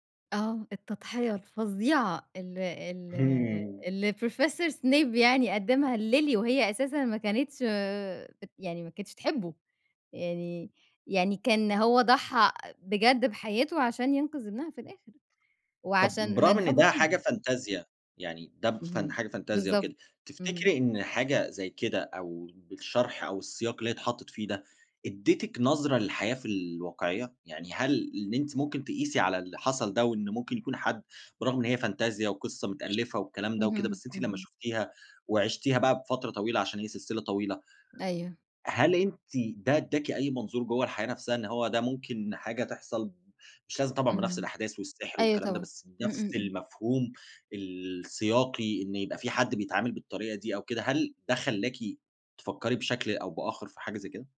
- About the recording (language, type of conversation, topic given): Arabic, podcast, إيه أكتر فيلم أثر فيك؟
- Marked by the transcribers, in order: in English: "professor"; tapping; other background noise; in English: "فانتازيا"; in English: "فانتازيا"; in English: "فانتازيا"